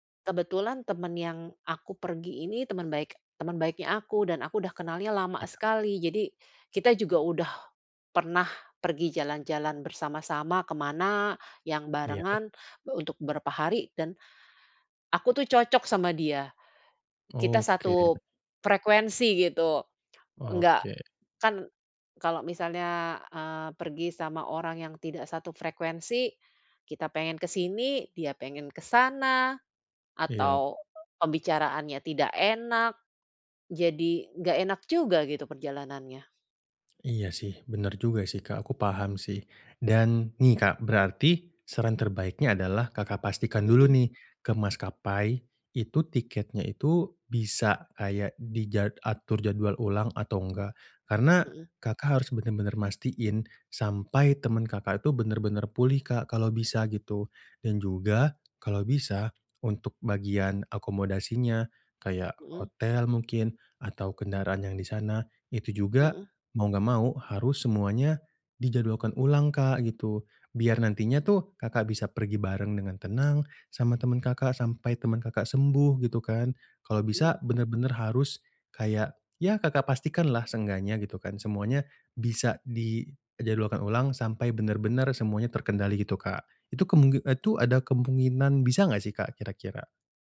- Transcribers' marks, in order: other background noise
- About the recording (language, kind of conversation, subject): Indonesian, advice, Bagaimana saya menyesuaikan rencana perjalanan saat terjadi hal-hal tak terduga?